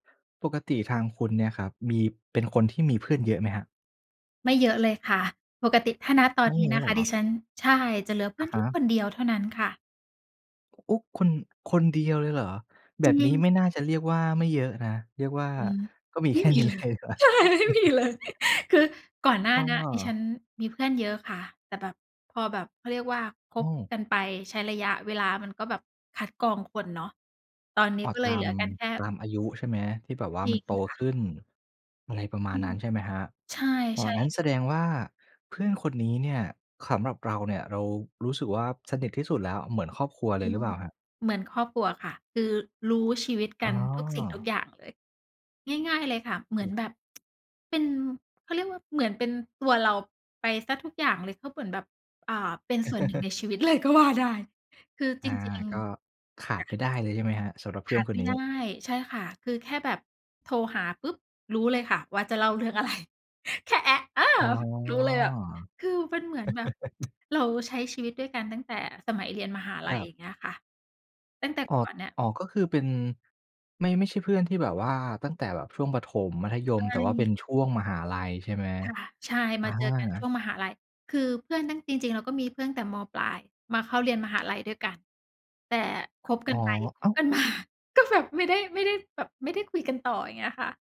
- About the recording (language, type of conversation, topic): Thai, podcast, คุณเคยมีเพื่อนที่รู้สึกเหมือนเป็นครอบครัวไหม ช่วยเล่าให้ฟังหน่อยได้ไหม?
- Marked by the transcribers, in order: other background noise; tapping; laughing while speaking: "ใช่ ไม่มีเลย"; chuckle; laughing while speaking: "เลยดีกว่า"; chuckle; other noise; tsk; chuckle; laughing while speaking: "เลยก็ว่าได้"; laughing while speaking: "อะไร"; drawn out: "อ๋อ"; tsk; chuckle; laughing while speaking: "มา"